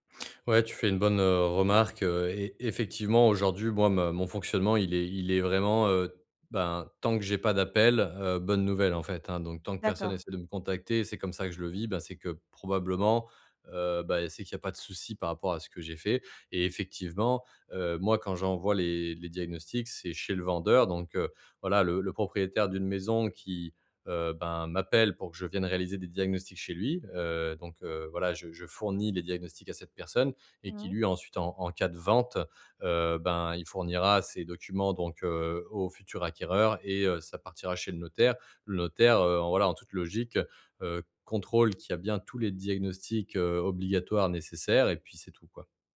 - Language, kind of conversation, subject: French, advice, Comment puis-je mesurer mes progrès sans me décourager ?
- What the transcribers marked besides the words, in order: none